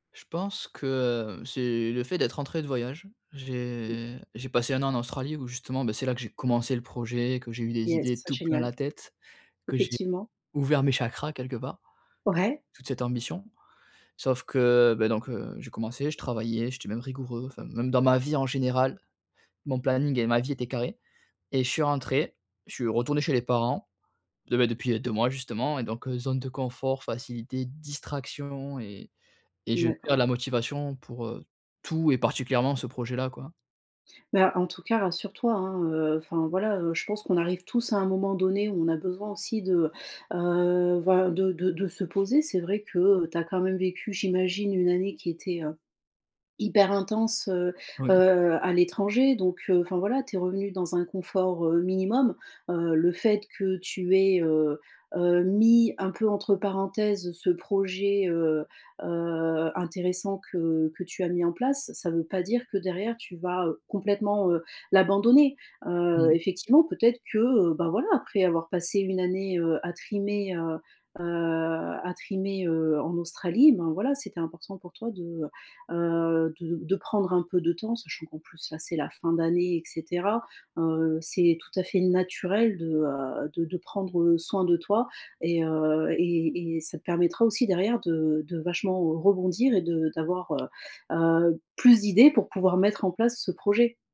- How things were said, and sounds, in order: in English: "Yes"; tapping
- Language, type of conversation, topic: French, advice, Pourquoi est-ce que je me sens coupable après avoir manqué des sessions créatives ?